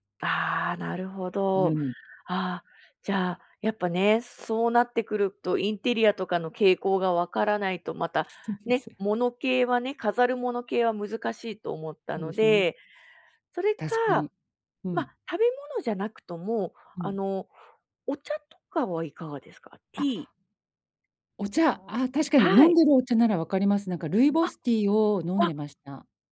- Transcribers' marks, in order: chuckle
- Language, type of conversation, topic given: Japanese, advice, 予算内で喜ばれるギフトは、どう選べばよいですか？